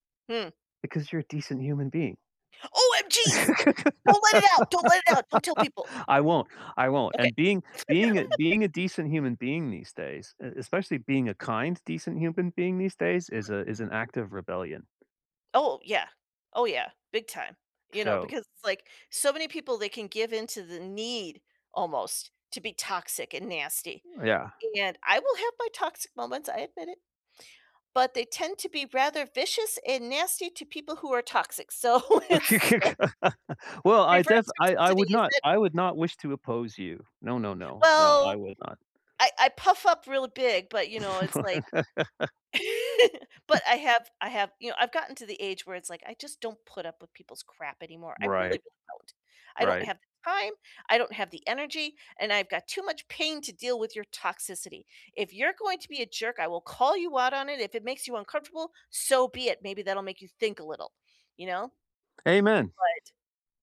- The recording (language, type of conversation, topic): English, unstructured, How can I avoid cultural appropriation in fashion?
- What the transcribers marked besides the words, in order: gasp; stressed: "O-M-Gs"; laugh; laugh; tapping; laughing while speaking: "So, it's so"; laugh; other background noise; laugh; laugh; angry: "so be it, maybe that'll make you think a little"